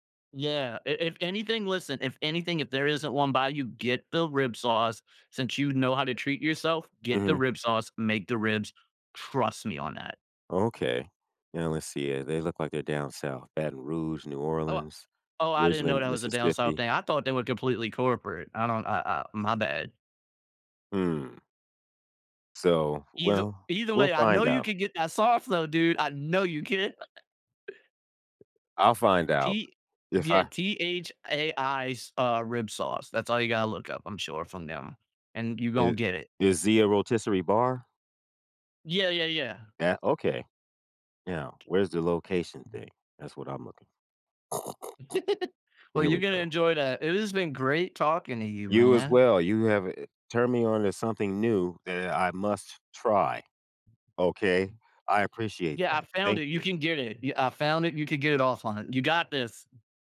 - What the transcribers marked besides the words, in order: stressed: "Trust"; chuckle; tapping; other background noise; laugh; snort
- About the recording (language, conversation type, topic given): English, unstructured, How can I let my hobbies sneak into ordinary afternoons?